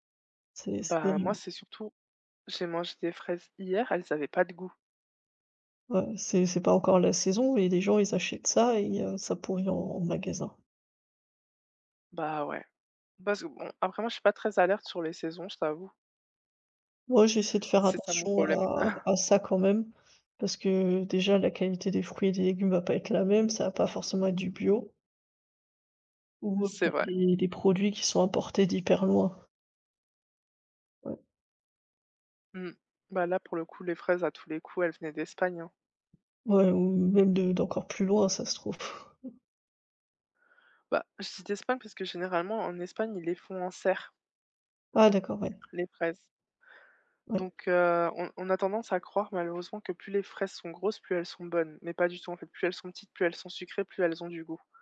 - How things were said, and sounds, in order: tapping; chuckle; chuckle; other background noise
- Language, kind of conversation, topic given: French, unstructured, Quelle est votre relation avec les achats en ligne et quel est leur impact sur vos habitudes ?
- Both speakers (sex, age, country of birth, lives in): female, 25-29, France, France; female, 30-34, France, Germany